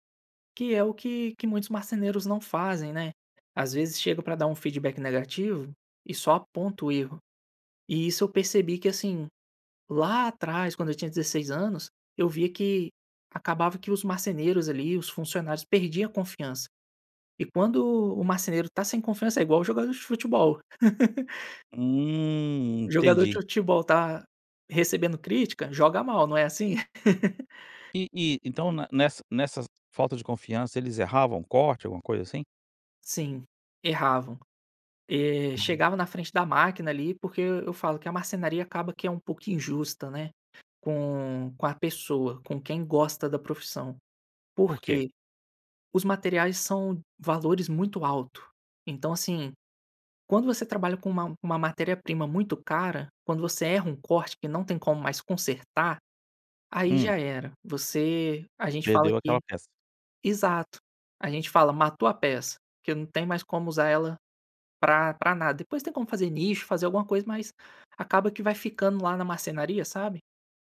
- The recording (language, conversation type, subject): Portuguese, podcast, Como dar um feedback difícil sem perder a confiança da outra pessoa?
- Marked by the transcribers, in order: laugh; laugh